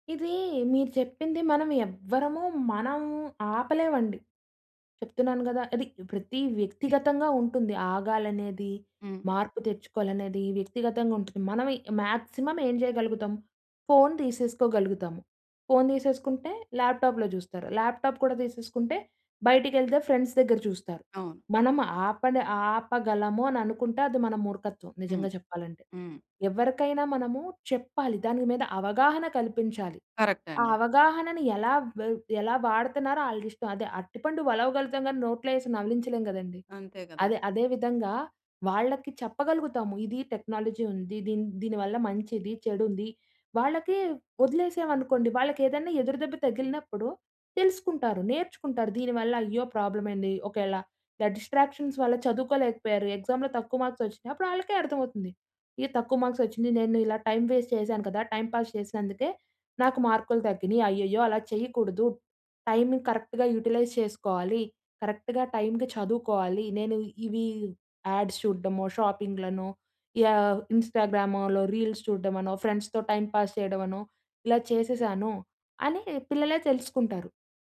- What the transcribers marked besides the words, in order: throat clearing; in English: "మాక్సిమం"; in English: "ల్యాప్‌టాప్‌లో"; in English: "ల్యాప్‌టాప్"; in English: "ఫ్రెండ్స్"; in English: "టెక్నాలజీ"; in English: "ప్రాబ్లమ్"; in English: "డిస్ట్రాక్షన్స్"; in English: "ఎక్సామ్‌లో"; in English: "మార్క్స్"; in English: "మార్క్స్"; in English: "వేస్ట్"; in English: "టైం పాస్"; in English: "కరెక్ట్‌గా యుటిలైజ్"; in English: "కరెక్ట్‌గా"; in English: "యాడ్స్"; in English: "ఇంస్టాగ్రామలో రీల్స్"; in English: "ఫ్రెండ్స్‌తో టైం పాస్"
- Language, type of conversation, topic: Telugu, podcast, టెక్నాలజీ విషయంలో తల్లిదండ్రుల భయం, పిల్లలపై నమ్మకం మధ్య సమతుల్యం ఎలా సాధించాలి?